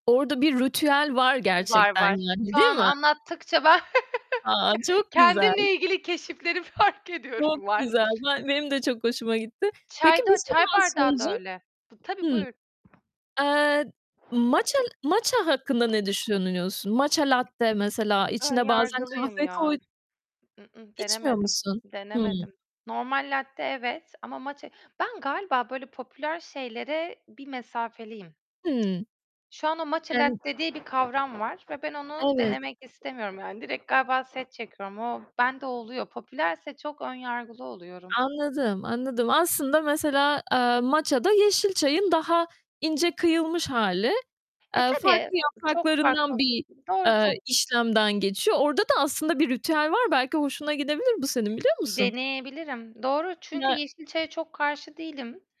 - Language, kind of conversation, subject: Turkish, podcast, Sabahları kahve ya da çay hazırlama rutinin nasıl oluyor?
- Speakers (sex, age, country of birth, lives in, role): female, 35-39, Turkey, Greece, guest; female, 35-39, Turkey, Poland, host
- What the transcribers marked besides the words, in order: chuckle; laughing while speaking: "fark ediyorum"; other background noise; tapping; distorted speech; in Japanese: "matcha matcha"; in Japanese: "Matcha"; in Italian: "latte"; in Italian: "latte"; in Japanese: "matcha"; in Japanese: "matcha"; in Italian: "latte"; in Japanese: "matcha"